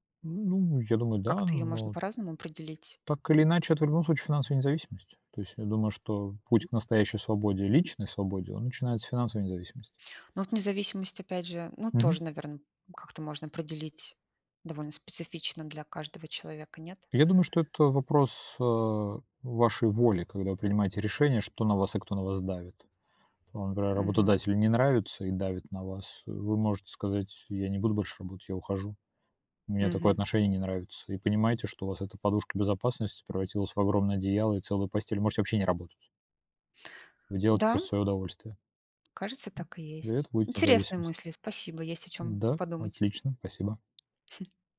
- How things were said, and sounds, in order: tapping; other background noise; chuckle
- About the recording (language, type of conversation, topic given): Russian, unstructured, Что для вас значит финансовая свобода?